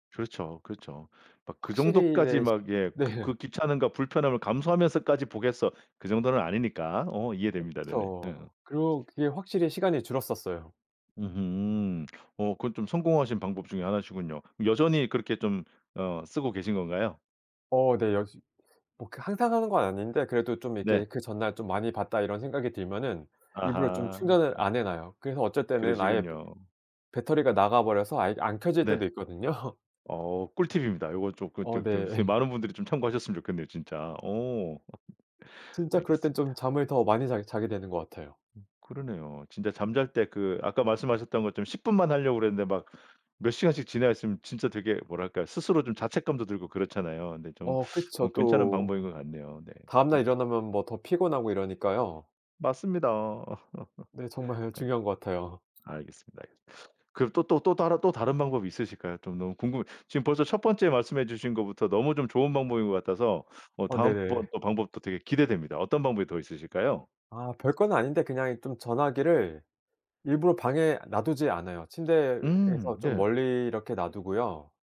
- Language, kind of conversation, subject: Korean, podcast, 디지털 디톡스는 어떻게 하세요?
- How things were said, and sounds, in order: laughing while speaking: "네"; other background noise; laughing while speaking: "있거든요"; laugh; laugh; laugh